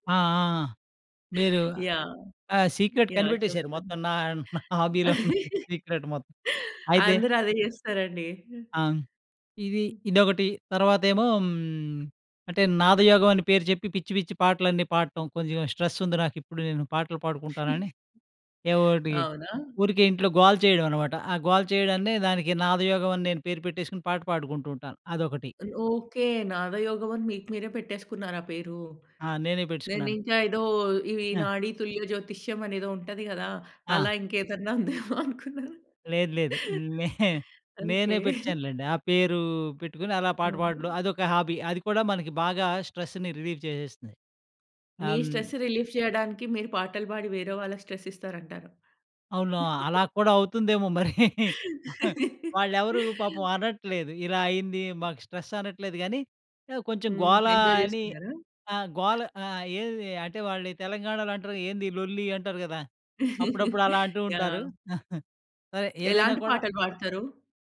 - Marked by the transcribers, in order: chuckle; in English: "సీక్రెట్"; laughing while speaking: "హాబీలో ఉన్న సీక్రెట్ మొత్తం"; in English: "హాబీలో"; chuckle; in English: "సీక్రెట్"; other noise; in English: "స్ట్రెస్"; chuckle; laughing while speaking: "ఉందేమో అనుకున్నాను. ఓకే"; laughing while speaking: "నే నేనే పెట్టేసానులెండి"; in English: "హాబీ"; in English: "స్ట్రెస్‌ని రిలీఫ్"; in English: "స్ట్రెస్ రిలీఫ్"; in English: "స్ట్రెస్"; laugh; in English: "అవుతుందేమో మరి"; laugh; in English: "స్ట్రెస్"; in English: "ఎంజాయ్"; chuckle; chuckle
- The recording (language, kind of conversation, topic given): Telugu, podcast, హాబీని తిరిగి పట్టుకోవడానికి మొదటి చిన్న అడుగు ఏమిటి?